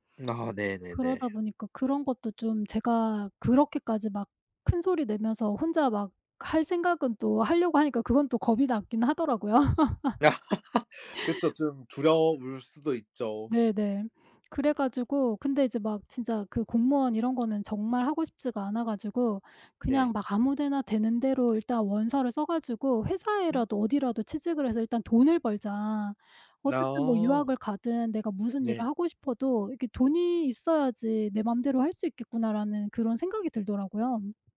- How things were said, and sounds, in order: laugh; other background noise
- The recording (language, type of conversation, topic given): Korean, podcast, 가족의 진로 기대에 대해 어떻게 느끼시나요?